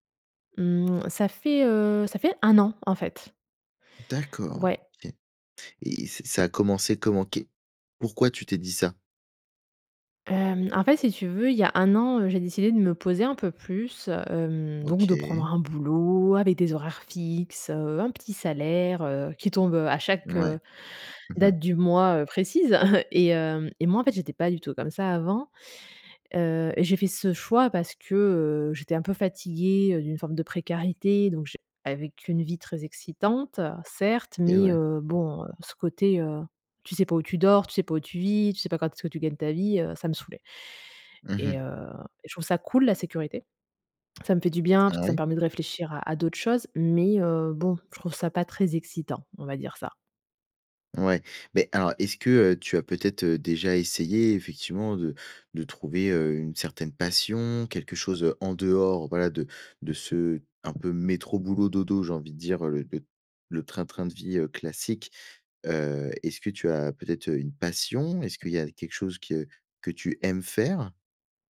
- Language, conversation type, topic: French, advice, Comment surmonter la peur de vivre une vie par défaut sans projet significatif ?
- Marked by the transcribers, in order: chuckle; tapping